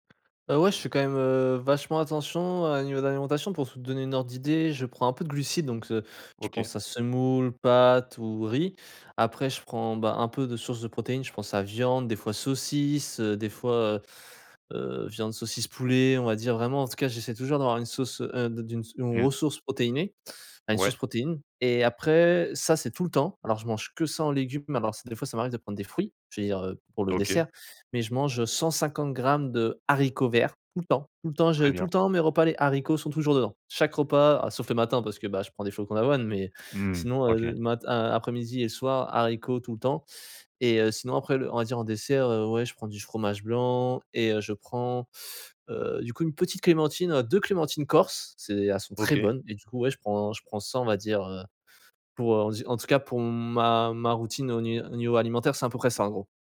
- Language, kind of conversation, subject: French, advice, Comment retrouver la motivation après un échec récent ?
- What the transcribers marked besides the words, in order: stressed: "très"